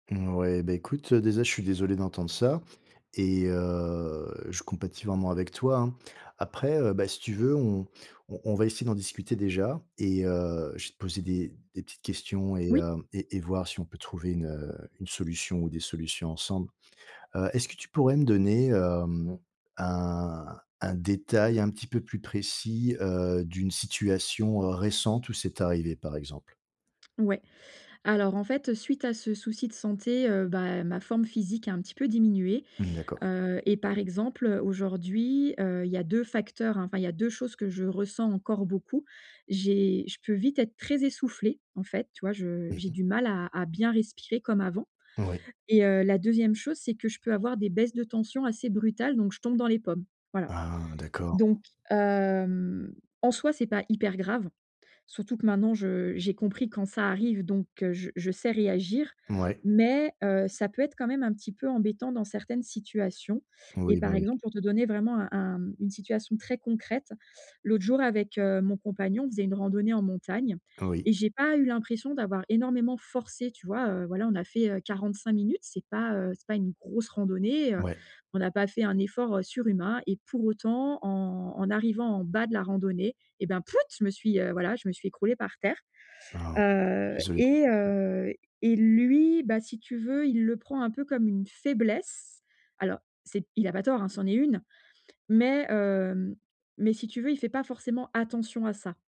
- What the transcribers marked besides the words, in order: "déjà" said as "déza"; drawn out: "heu"; stressed: "pfuit"; tapping
- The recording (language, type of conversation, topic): French, advice, Dire ses besoins sans honte